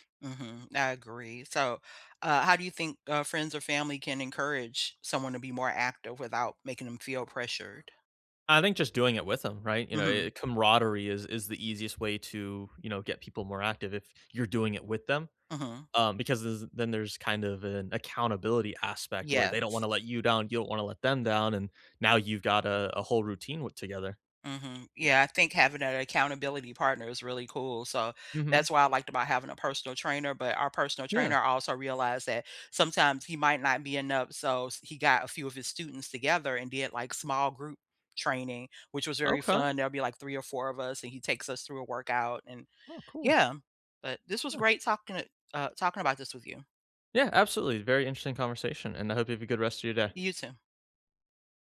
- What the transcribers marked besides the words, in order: tapping; other background noise
- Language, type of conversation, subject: English, unstructured, How can I start exercising when I know it's good for me?